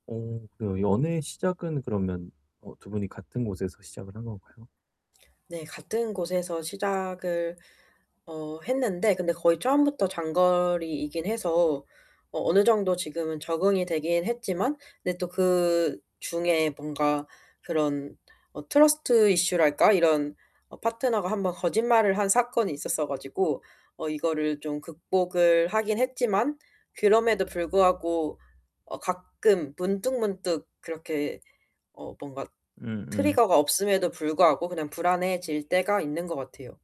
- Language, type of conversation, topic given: Korean, advice, 불안한 마음이 연애 관계에 미치는 영향을 줄이려면 어떻게 해야 하나요?
- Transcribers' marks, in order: static; other background noise; in English: "트러스트 이슈랄까"; in English: "트리거가"